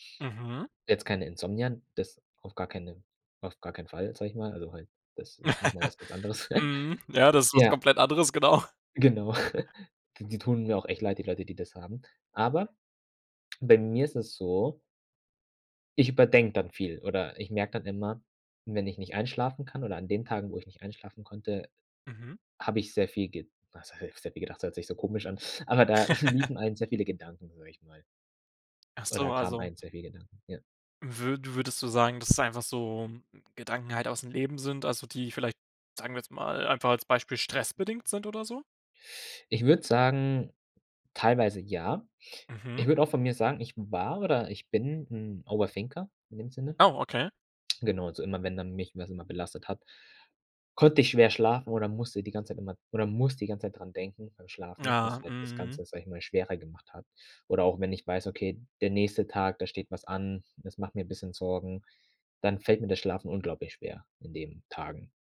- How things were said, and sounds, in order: laugh; joyful: "Ja, das ist was komplett anderes, genau"; laugh; laugh; in English: "Over-Thinker"
- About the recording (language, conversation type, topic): German, podcast, Was hilft dir beim Einschlafen, wenn du nicht zur Ruhe kommst?